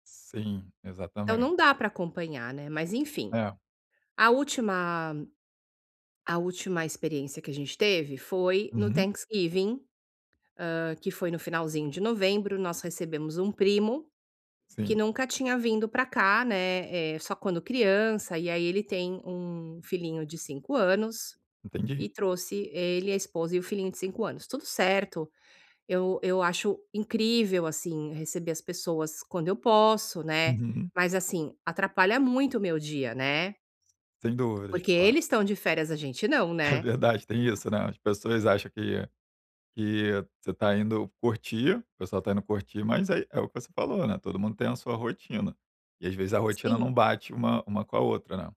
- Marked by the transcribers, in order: in English: "Thanksgiving"; tapping; laughing while speaking: "É verdade"
- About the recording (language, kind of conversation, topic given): Portuguese, advice, Como posso estabelecer limites com familiares próximos sem magoá-los?